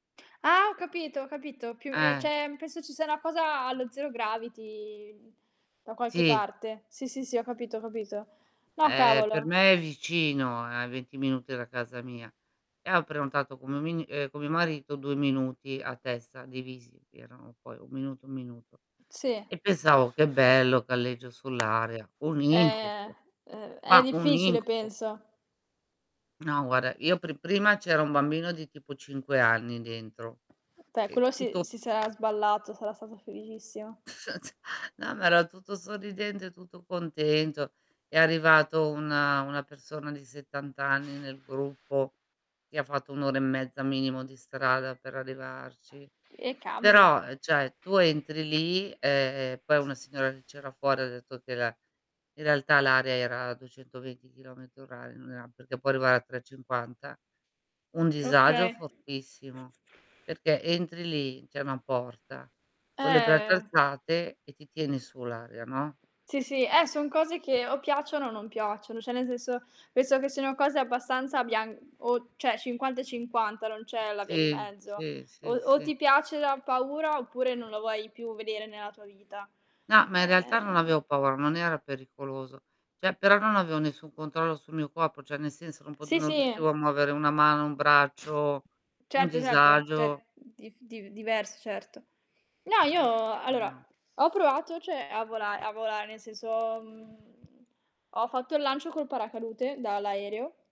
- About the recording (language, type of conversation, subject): Italian, unstructured, Hai mai provato un passatempo che ti ha deluso? Quale?
- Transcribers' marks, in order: static; distorted speech; tapping; unintelligible speech; other background noise; "tutto" said as "tuto"; chuckle; "cioè" said as "ceh"; "Cioè" said as "ceh"; "cioè" said as "ceh"; drawn out: "Ehm"; "Cioè" said as "ceh"; "cioè" said as "ceh"; "certo" said as "derto"; "Cioè" said as "ceh"; unintelligible speech; "cioè" said as "ceh"